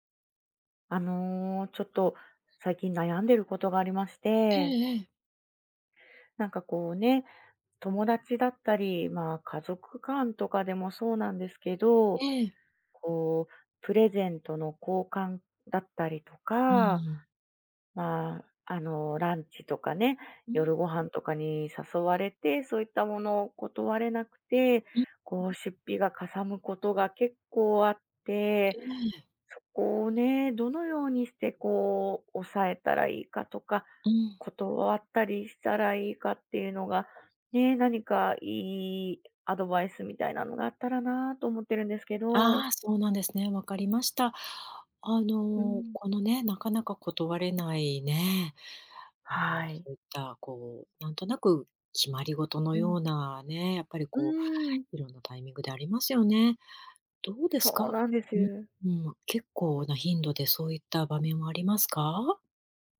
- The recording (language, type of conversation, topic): Japanese, advice, ギフトや誘いを断れず無駄に出費が増える
- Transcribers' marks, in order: tapping